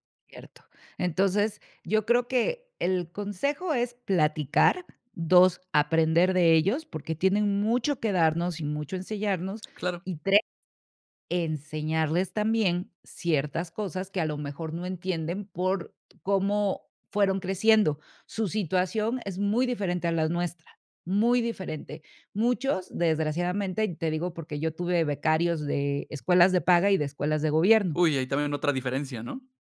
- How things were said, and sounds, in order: none
- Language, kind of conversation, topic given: Spanish, podcast, ¿Qué consejos darías para llevarse bien entre generaciones?